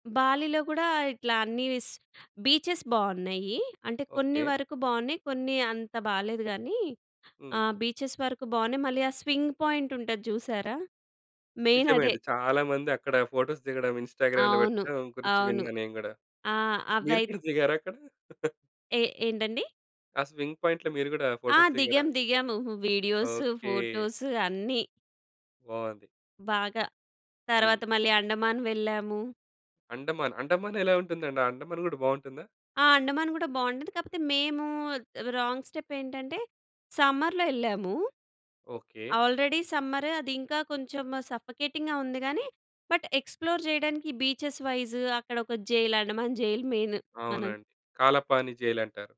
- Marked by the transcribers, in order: in English: "బీచె‌స్"; in English: "బీచెస్"; in English: "స్వింగ్ పాయింట్"; in English: "మెయిన్"; in English: "ఫోటోస్"; in English: "ఇన్‌స్టా‌గ్రామ్‌లో"; tapping; chuckle; in English: "స్వింగ్ పాయింట్‌లో"; in English: "ఫోటోస్"; other background noise; in English: "రాంగ్ స్టెప్"; in English: "సమ్మర్‌లో"; in English: "ఆల్రెడీ సమ్మర్"; in English: "సఫోకేటింగ్‌గా"; in English: "బట్ ఎక్స్‌ప్లోర్"; in English: "బీచెస్ వైస్"; in English: "మెయిన్"
- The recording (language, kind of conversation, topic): Telugu, podcast, ప్రయాణంలో మీరు నేర్చుకున్న అత్యంత ముఖ్యమైన పాఠం ఏమిటి?